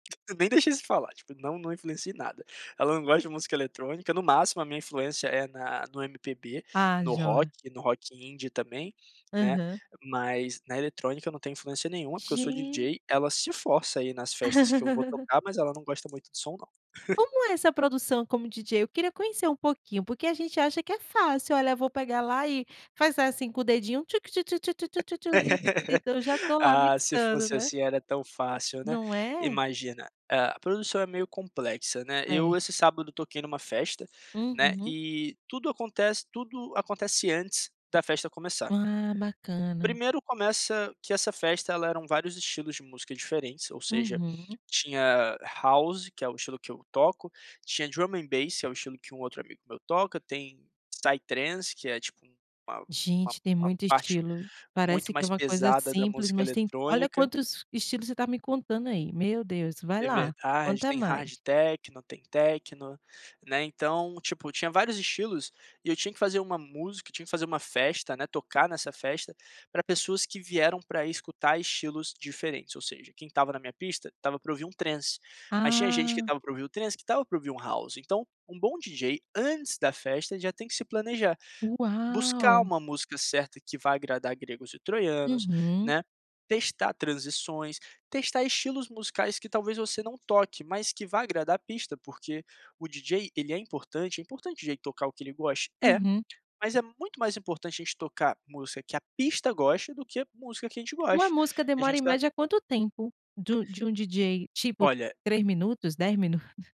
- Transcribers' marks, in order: laugh; chuckle; laugh; chuckle
- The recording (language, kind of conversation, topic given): Portuguese, podcast, Que artista mudou seu jeito de ouvir música?